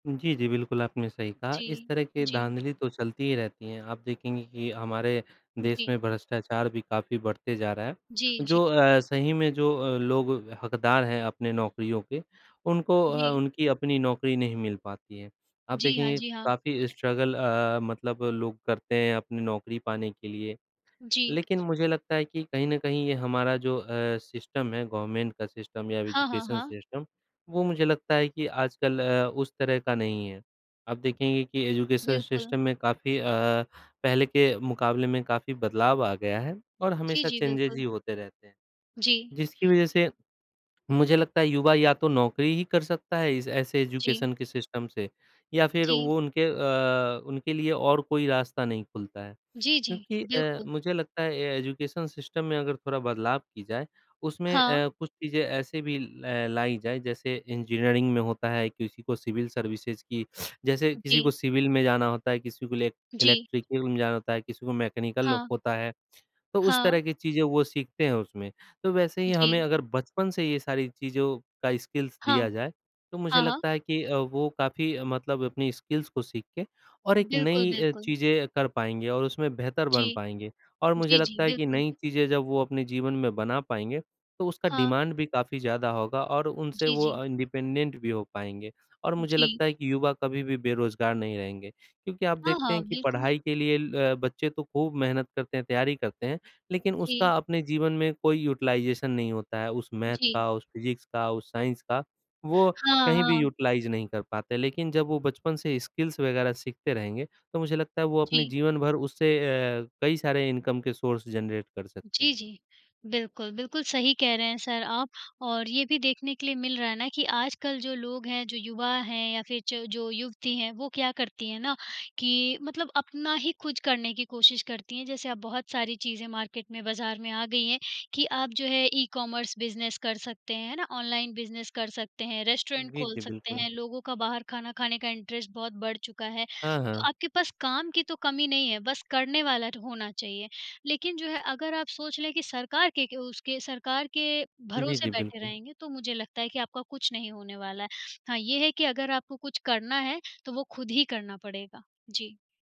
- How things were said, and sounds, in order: in English: "स्ट्रगल"; in English: "सिस्टम"; in English: "गवर्नमेंट"; in English: "सिस्टम"; in English: "एजुकेशन सिस्टम"; in English: "एजुकेशन सिस्टम"; in English: "चेंजेज़"; in English: "एजुकेशन"; in English: "सिस्टम"; in English: "एजुकेशन सिस्टम"; in English: "इंजीनियरिंग"; in English: "सिविल सर्विसेज़"; in English: "सिविल"; in English: "इले इलेक्ट्रिकल"; in English: "मैकेनिकल"; in English: "स्किल्स"; in English: "स्किल्स"; in English: "डिमांड"; in English: "इंडिपेंडेंट"; in English: "यूटिलाइज़ेशन"; in English: "मैथ"; in English: "फिज़िक्स"; in English: "साइंस"; in English: "यूटिलाइज़"; in English: "स्किल्स"; in English: "इनकम"; in English: "सोर्स जनरेट"; in English: "मार्केट"; in English: "बिज़नेस"; in English: "बिज़नेस"; in English: "रेस्टोरेंट"; in English: "इंटरेस्ट"
- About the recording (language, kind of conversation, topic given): Hindi, unstructured, बेरोज़गारी ने युवाओं को कितनी हद तक प्रभावित किया है?